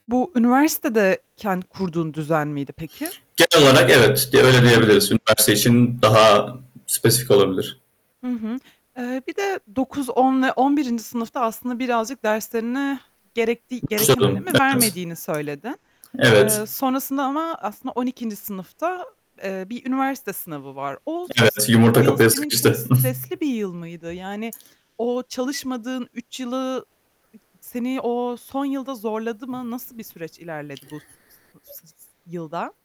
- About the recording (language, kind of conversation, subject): Turkish, podcast, Sınav stresiyle başa çıkmak için hangi yöntemleri kullanıyorsun?
- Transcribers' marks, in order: other background noise; static; distorted speech; tapping; unintelligible speech; chuckle